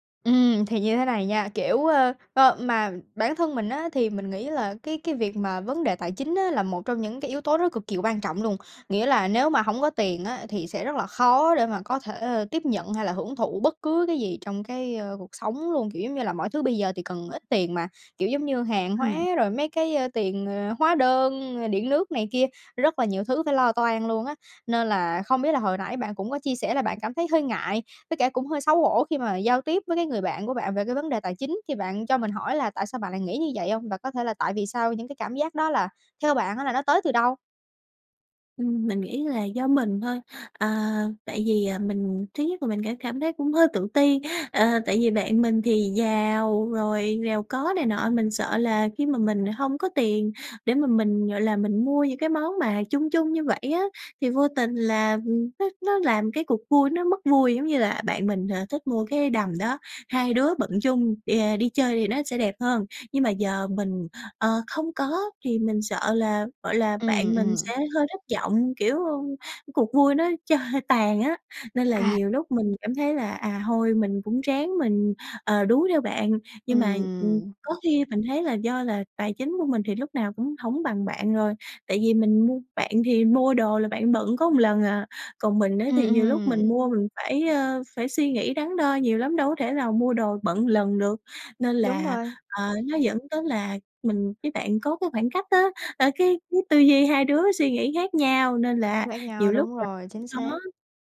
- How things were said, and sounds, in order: other background noise; tapping; laughing while speaking: "cho"; unintelligible speech
- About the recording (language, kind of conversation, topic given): Vietnamese, advice, Bạn làm gì khi cảm thấy bị áp lực phải mua sắm theo xu hướng và theo mọi người xung quanh?